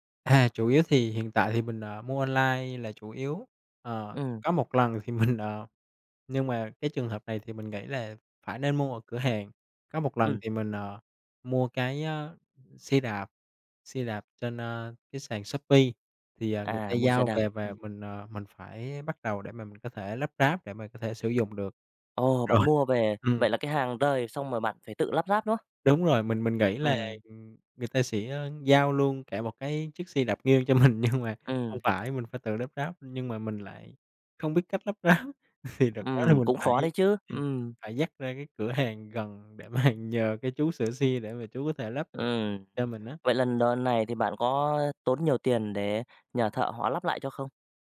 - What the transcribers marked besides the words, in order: tapping; laughing while speaking: "Rồi"; laughing while speaking: "mình nhưng mà"; laughing while speaking: "ráp. Thì"; laughing while speaking: "mà"
- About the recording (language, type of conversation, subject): Vietnamese, podcast, Bạn có thể chia sẻ một trải nghiệm mua sắm trực tuyến đáng nhớ của mình không?